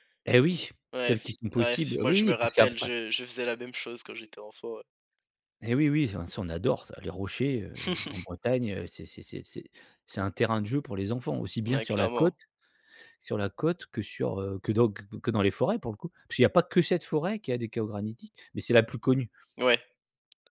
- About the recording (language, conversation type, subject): French, podcast, Peux-tu raconter une balade en forêt qui t’a apaisé(e) ?
- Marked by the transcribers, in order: "Ouais" said as "Ouaif"; "ouais" said as "ouaif"; other background noise; laugh; tapping